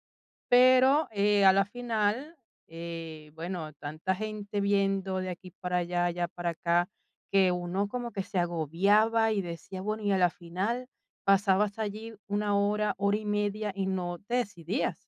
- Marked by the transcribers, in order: none
- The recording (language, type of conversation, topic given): Spanish, podcast, ¿Qué tienda de discos o videoclub extrañas?